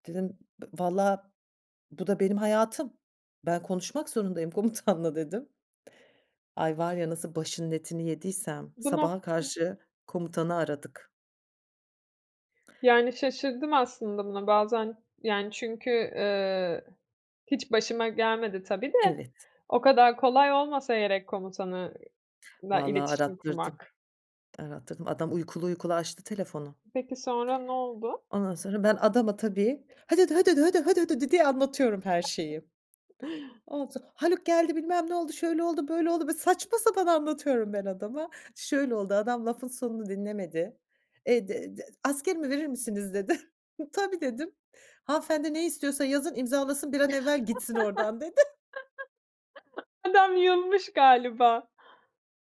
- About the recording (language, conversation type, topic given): Turkish, podcast, Seni beklenmedik şekilde şaşırtan bir karşılaşma hayatını nasıl etkiledi?
- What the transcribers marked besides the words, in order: laughing while speaking: "komutanla"; other background noise; chuckle; chuckle; laughing while speaking: "dedi"